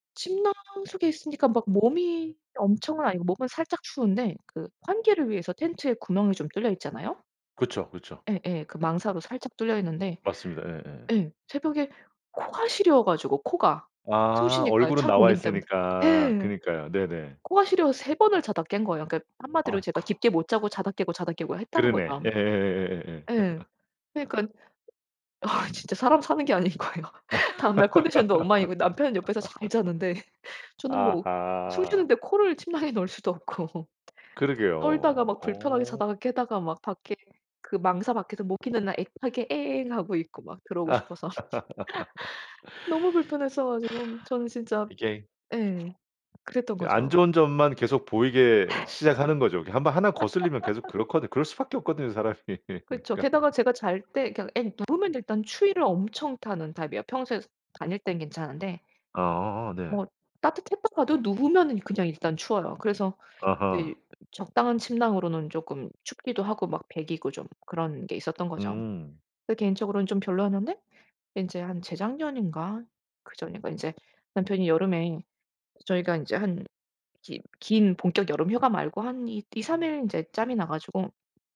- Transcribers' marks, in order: laugh; other background noise; laughing while speaking: "아"; laughing while speaking: "아닌 거예요"; laugh; laugh; laughing while speaking: "없고"; laugh; put-on voice: "앵"; laugh; exhale; laugh; laughing while speaking: "사람이. 그러니까"; laugh
- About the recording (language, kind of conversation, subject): Korean, podcast, 예상치 못한 실패가 오히려 도움이 된 경험이 있으신가요?